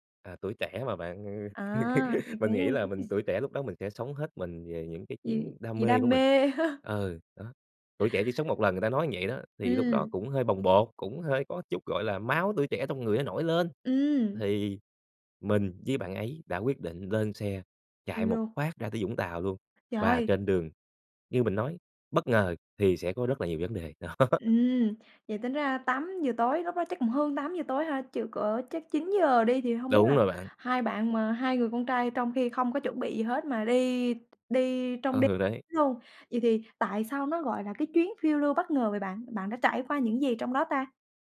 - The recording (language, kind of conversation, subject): Vietnamese, podcast, Bạn có thể kể về một chuyến phiêu lưu bất ngờ mà bạn từng trải qua không?
- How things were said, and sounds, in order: laugh; unintelligible speech; tapping; laughing while speaking: "ha"; laughing while speaking: "đó"